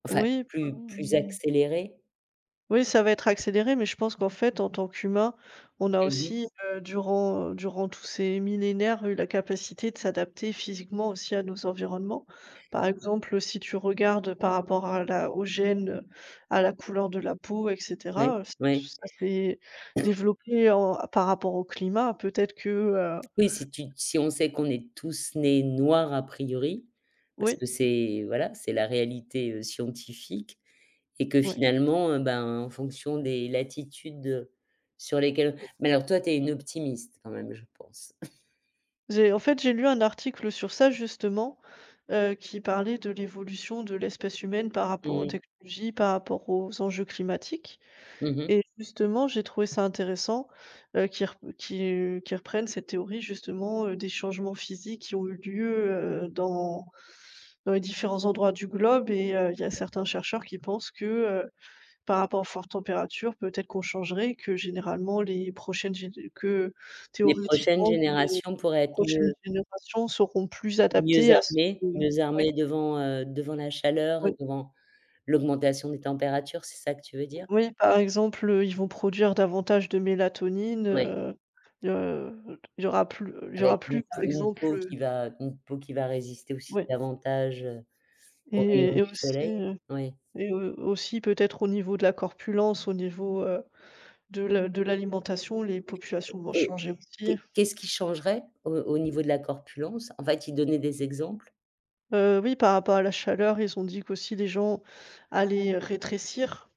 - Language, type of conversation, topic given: French, unstructured, Comment concevriez-vous différemment les villes du futur ?
- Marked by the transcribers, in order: tapping; other background noise; chuckle; "théoriquement" said as "théorétiquement"